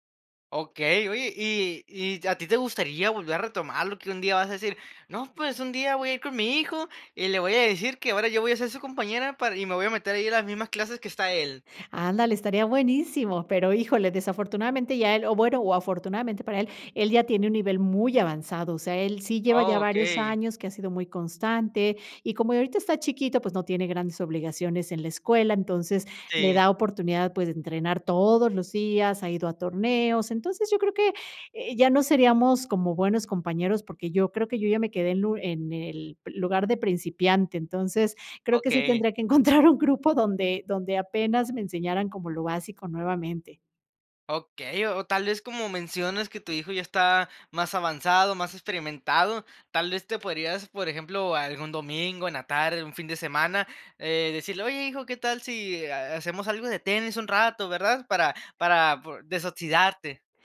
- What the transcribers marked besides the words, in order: laughing while speaking: "encontrar un"
- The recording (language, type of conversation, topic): Spanish, podcast, ¿Qué pasatiempo dejaste y te gustaría retomar?